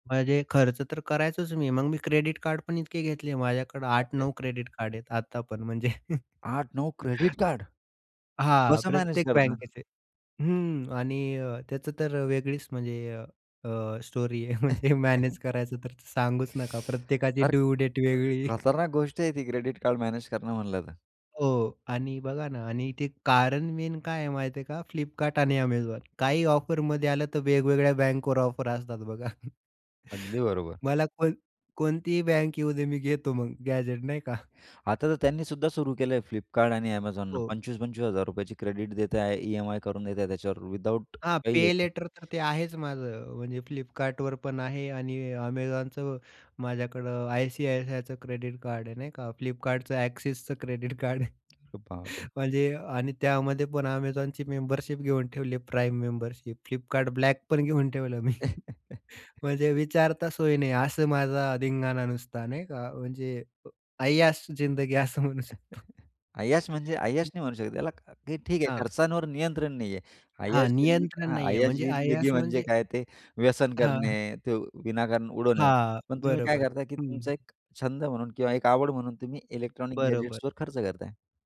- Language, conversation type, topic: Marathi, podcast, पैसे वाचवायचे की खर्च करायचे, याचा निर्णय तुम्ही कसा घेता?
- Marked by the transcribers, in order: surprised: "आठ नऊ क्रेडिट कार्ड"; chuckle; other background noise; tapping; in English: "स्टोरी"; laughing while speaking: "म्हणजे"; chuckle; in English: "ड्यू डेट"; other noise; in English: "मेन"; chuckle; in English: "गॅझेट"; chuckle; in English: "क्रेडिट"; chuckle; laugh; laughing while speaking: "मी"; chuckle; laughing while speaking: "असं म्हणू शकतो"; in English: "गॅजेट्सवर"